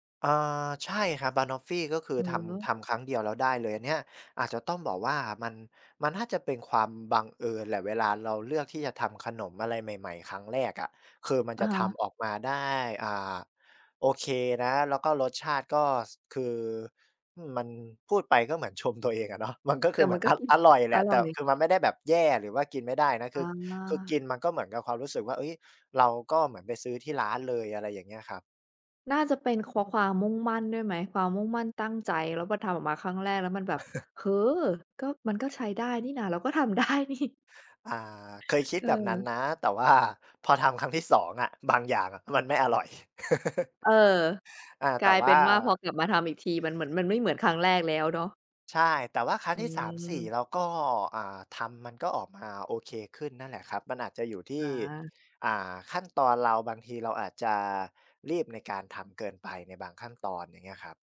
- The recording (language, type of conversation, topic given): Thai, podcast, งานอดิเรกอะไรที่คุณอยากแนะนำให้คนอื่นลองทำดู?
- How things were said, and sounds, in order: laughing while speaking: "ตัวเองอะเนาะ มันก็คือเหมือน อะ อร่อยแหละ"; chuckle; laughing while speaking: "ได้นี่"; laughing while speaking: "ว่า"; chuckle